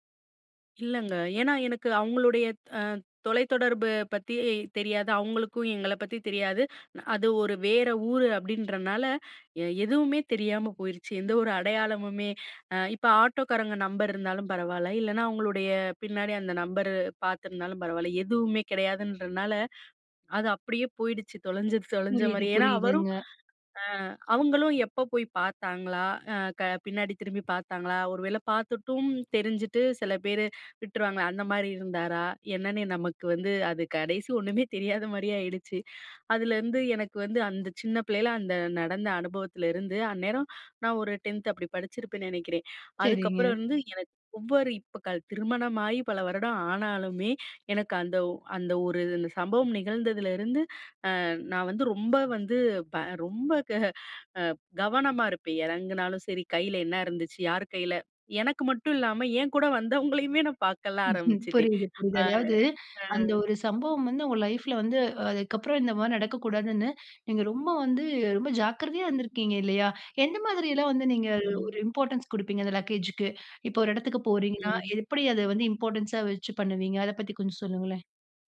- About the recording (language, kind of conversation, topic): Tamil, podcast, சாமான்கள் தொலைந்த அனுபவத்தை ஒரு முறை பகிர்ந்து கொள்ள முடியுமா?
- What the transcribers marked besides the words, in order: other background noise; in English: "டென்த்"; chuckle; other noise; in English: "இம்பார்ட்டன்ஸ்"; in English: "லக்கேஜு"; in English: "இம்பார்ட்டன்ஸா"